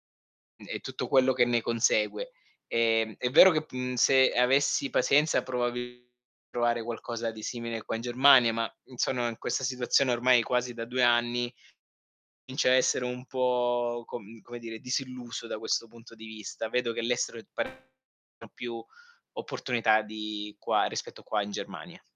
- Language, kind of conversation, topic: Italian, advice, Dovrei accettare un’offerta di lavoro in un’altra città?
- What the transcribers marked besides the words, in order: "pazienza" said as "pasienza"; distorted speech